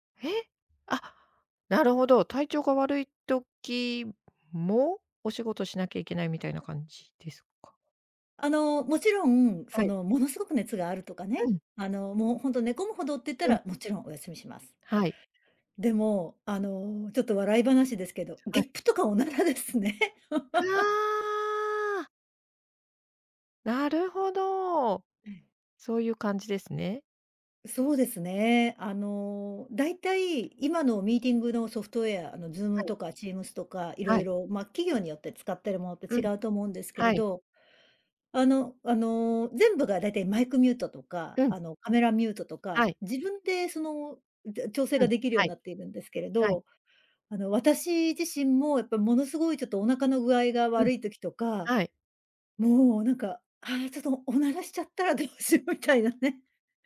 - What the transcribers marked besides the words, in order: laugh; laughing while speaking: "どうしようみたいなね"
- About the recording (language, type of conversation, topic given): Japanese, podcast, リモートワークで一番困ったことは何でしたか？